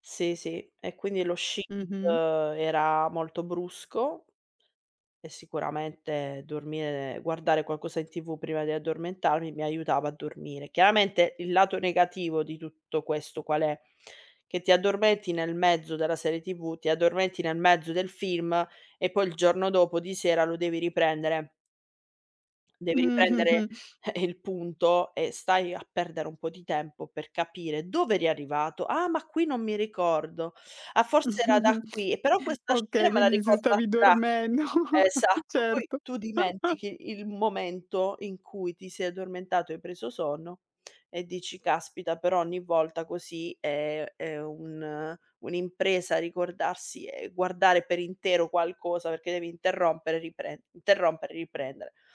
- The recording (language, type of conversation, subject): Italian, podcast, Qual è un rito serale che ti rilassa prima di dormire?
- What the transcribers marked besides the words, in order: unintelligible speech; tapping; chuckle; chuckle; chuckle